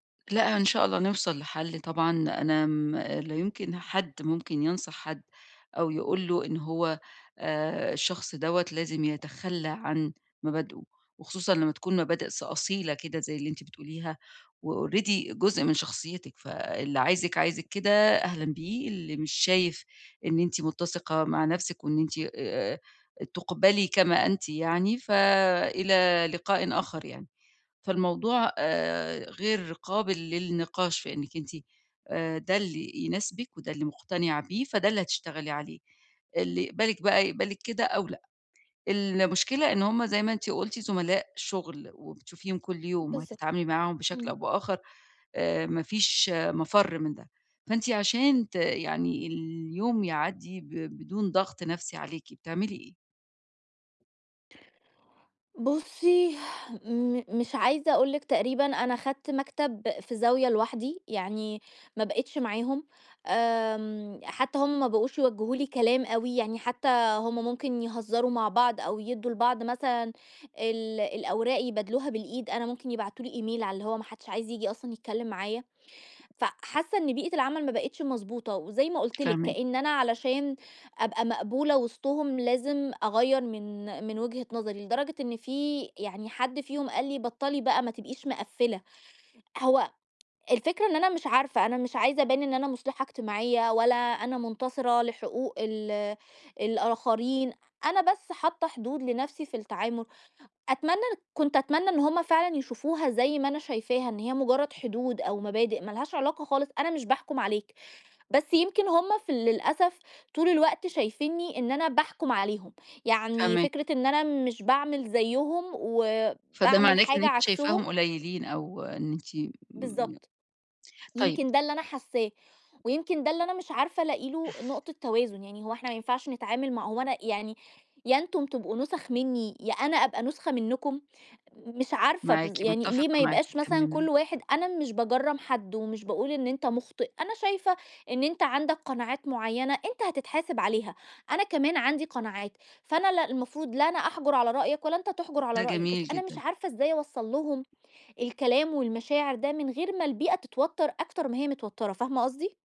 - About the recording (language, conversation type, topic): Arabic, advice, إزاي أوازن بين إنّي أكون على طبيعتي وبين إني أفضّل مقبول عند الناس؟
- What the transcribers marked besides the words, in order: in English: "وalready"; in English: "email"; tapping